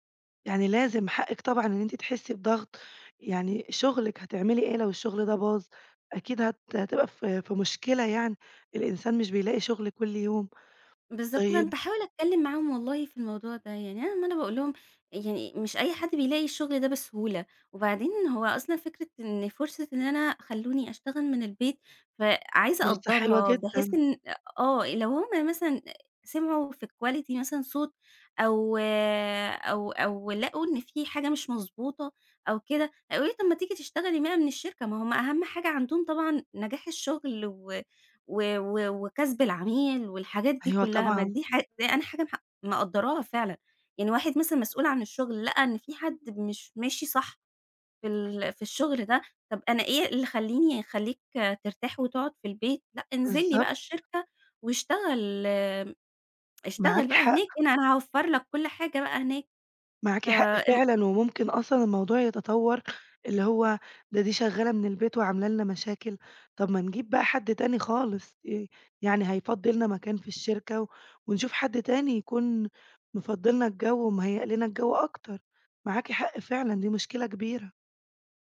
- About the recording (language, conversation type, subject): Arabic, advice, إزاي المقاطعات الكتير في الشغل بتأثر على تركيزي وبتضيع وقتي؟
- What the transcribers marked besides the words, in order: tapping; in English: "quality"; tsk